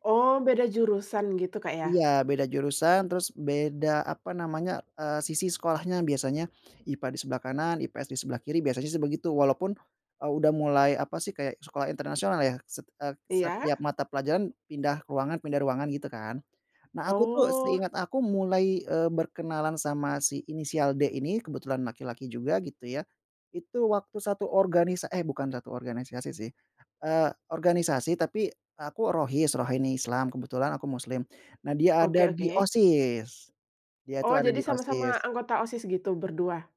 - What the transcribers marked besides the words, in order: none
- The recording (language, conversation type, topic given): Indonesian, podcast, Bisakah kamu menceritakan pertemuan tak terduga yang berujung pada persahabatan yang erat?